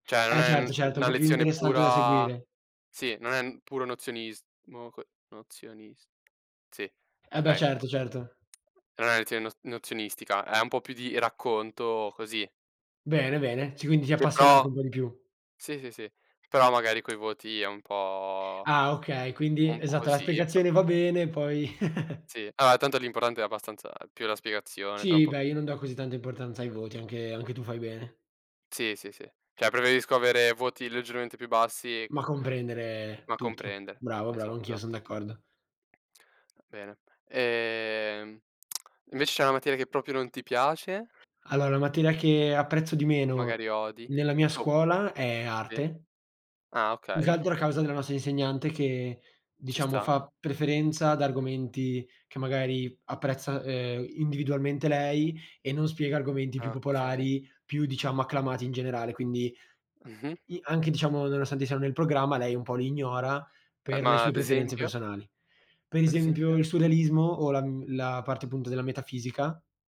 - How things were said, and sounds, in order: "Cioè" said as "ceh"; tapping; other background noise; drawn out: "po'"; chuckle; "allora" said as "aloa"; "cioè" said as "ceh"; lip smack; "proprio" said as "propio"; background speech
- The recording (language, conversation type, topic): Italian, unstructured, Quale materia ti fa sentire più felice?